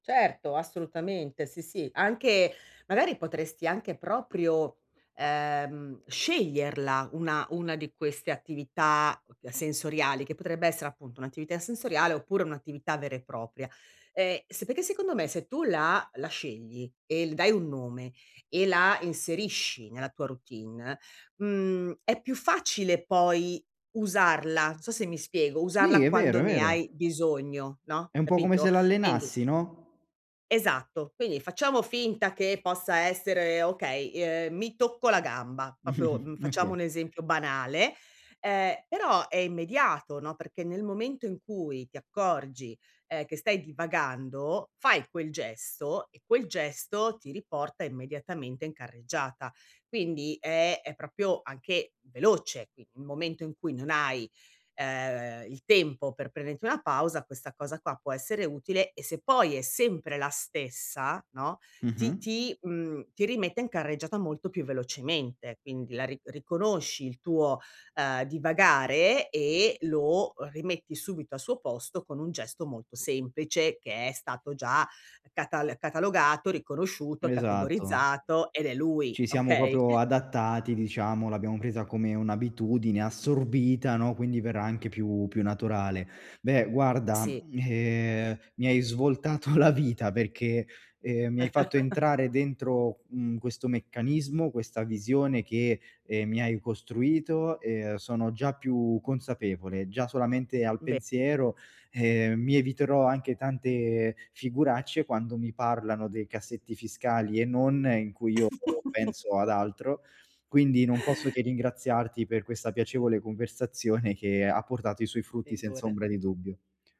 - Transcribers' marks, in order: unintelligible speech; other background noise; chuckle; stressed: "assorbita"; laughing while speaking: "svoltato la"; laugh; laugh; other noise
- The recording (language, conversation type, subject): Italian, advice, Come posso restare presente e consapevole durante le attività quotidiane senza perdermi nei pensieri?